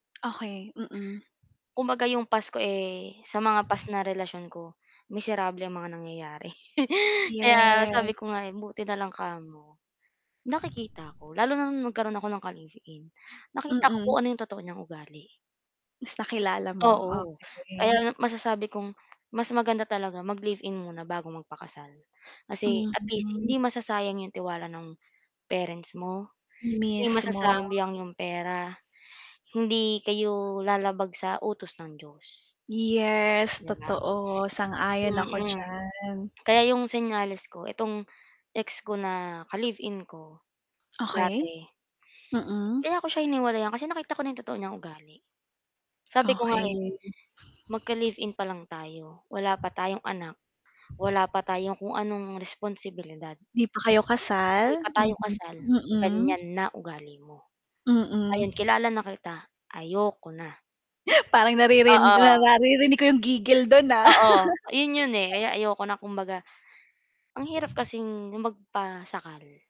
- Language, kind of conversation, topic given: Filipino, unstructured, Ano ang mga palatandaan na handa ka na sa isang seryosong relasyon at paano mo pinananatiling masaya ito araw-araw?
- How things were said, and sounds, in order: static; chuckle; tapping; "masasayang" said as "masasamyang"; mechanical hum; other background noise; distorted speech; chuckle; chuckle